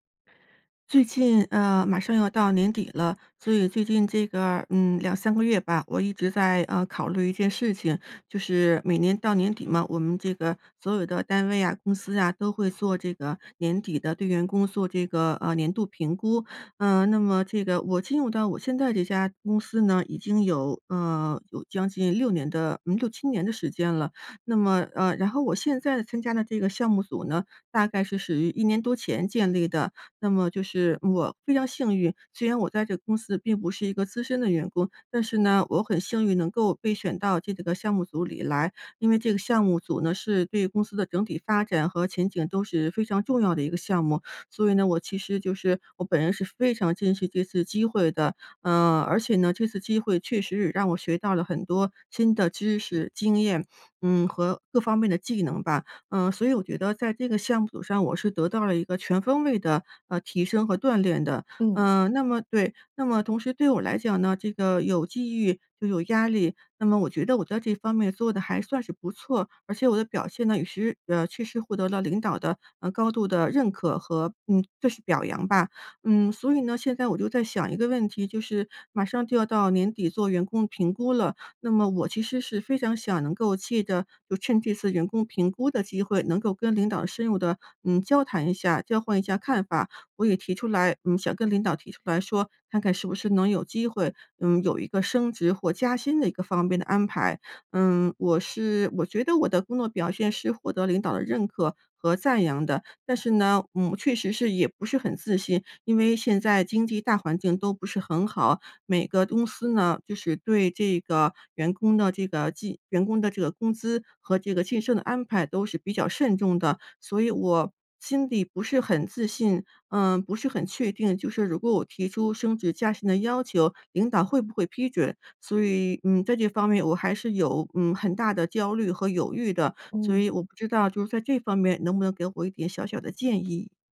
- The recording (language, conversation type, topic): Chinese, advice, 你担心申请晋升或换工作会被拒绝吗？
- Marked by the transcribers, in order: none